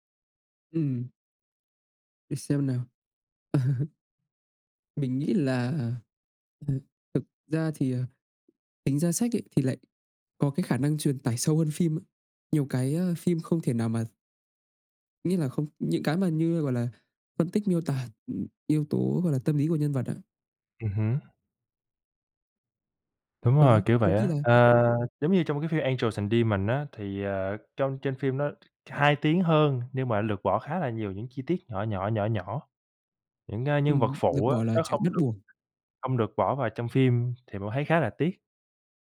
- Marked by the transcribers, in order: laugh; other background noise; tapping
- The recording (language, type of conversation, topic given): Vietnamese, unstructured, Bạn thường dựa vào những yếu tố nào để chọn xem phim hay đọc sách?